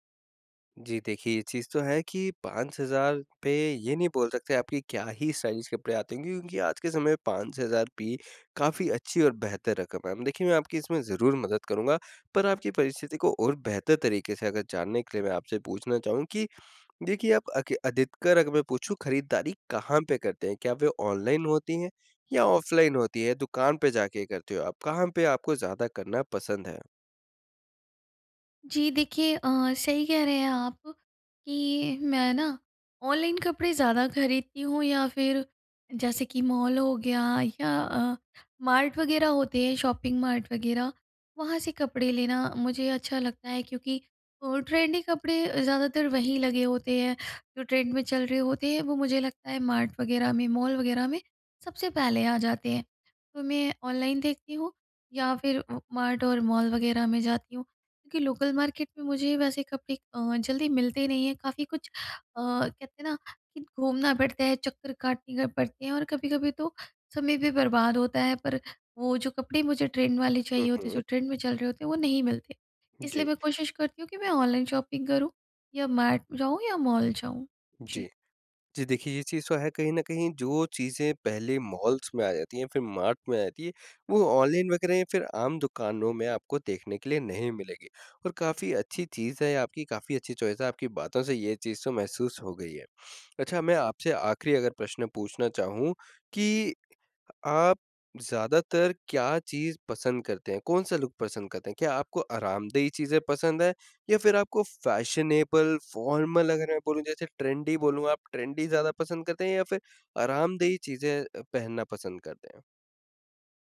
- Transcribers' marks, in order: in English: "स्टाइलिश"; "अधिकतर" said as "अधितकर"; in English: "मॉल"; in English: "मार्ट"; in English: "शॉपिंग मार्ट"; in English: "ट्रेंडी"; other background noise; in English: "ट्रेंड"; in English: "मार्ट"; in English: "मॉल"; in English: "मार्ट"; in English: "मॉल"; in English: "ट्रेंड"; in English: "ट्रेंड"; in English: "शॉपिंग"; in English: "मार्ट"; in English: "मॉल"; in English: "मॉल्स"; in English: "मार्ट"; in English: "चॉइस"; in English: "लुक"; in English: "फैशनेबल, फॉर्मल"; in English: "ट्रेंडी"; in English: "ट्रेंडी"
- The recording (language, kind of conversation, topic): Hindi, advice, कम बजट में मैं अच्छा और स्टाइलिश कैसे दिख सकता/सकती हूँ?